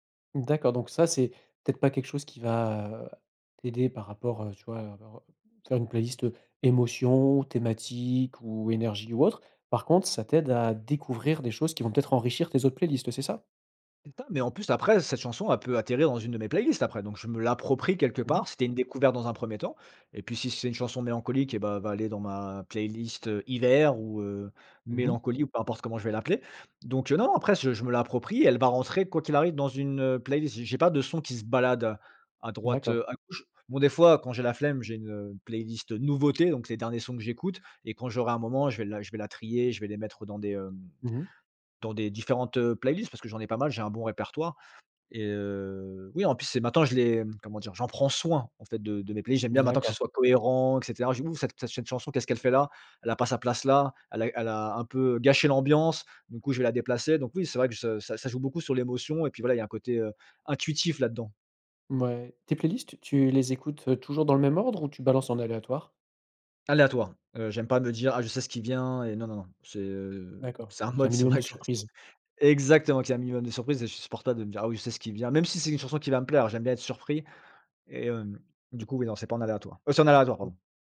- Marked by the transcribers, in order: other background noise; stressed: "hiver"; stressed: "soin"; in English: "playlists"; stressed: "intuitif"; stressed: "heu, c'est en aléatoire"; unintelligible speech
- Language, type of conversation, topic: French, podcast, Pourquoi préfères-tu écouter un album plutôt qu’une playlist, ou l’inverse ?